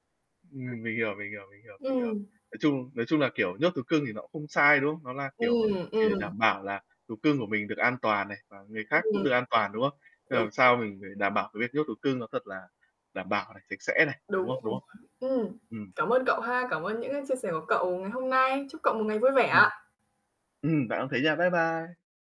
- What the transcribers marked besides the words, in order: static; other background noise; distorted speech; laughing while speaking: "Ừm"
- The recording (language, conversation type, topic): Vietnamese, unstructured, Bạn nghĩ sao về việc nhốt thú cưng trong lồng suốt cả ngày?